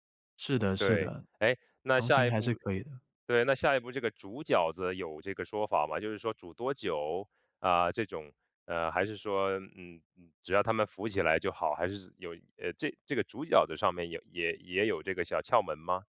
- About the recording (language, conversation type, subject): Chinese, podcast, 节日聚会时，你们家通常必做的那道菜是什么？
- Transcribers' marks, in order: none